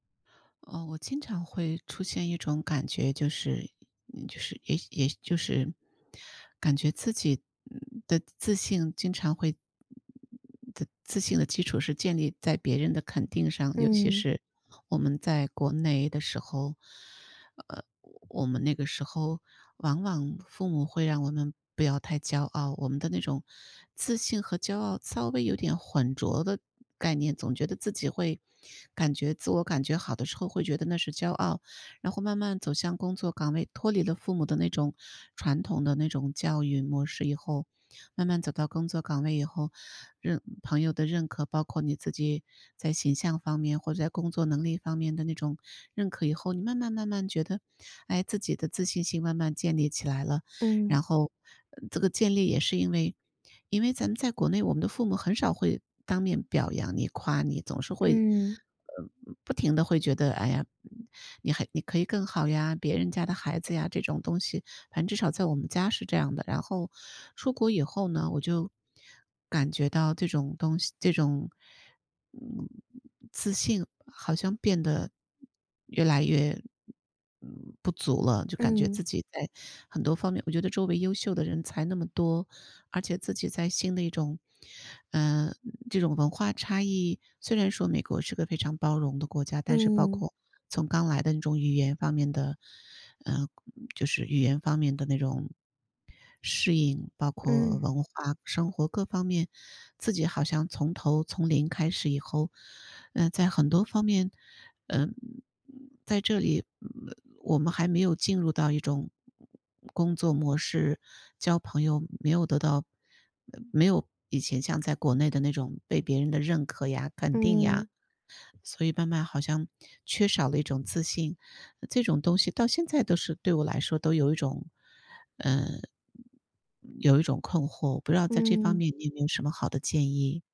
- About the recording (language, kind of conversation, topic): Chinese, advice, 如何面对别人的评价并保持自信？
- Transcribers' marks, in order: other noise